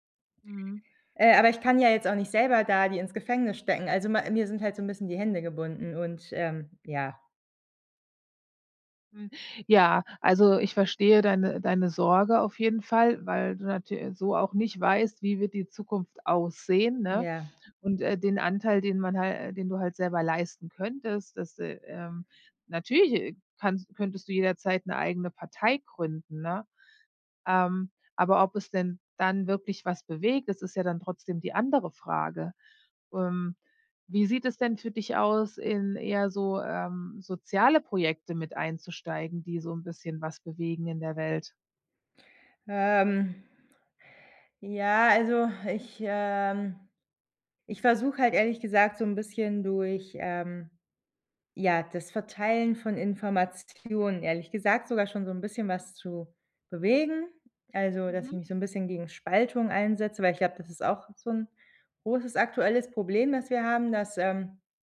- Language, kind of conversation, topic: German, advice, Wie kann ich emotionale Überforderung durch ständige Katastrophenmeldungen verringern?
- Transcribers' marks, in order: other background noise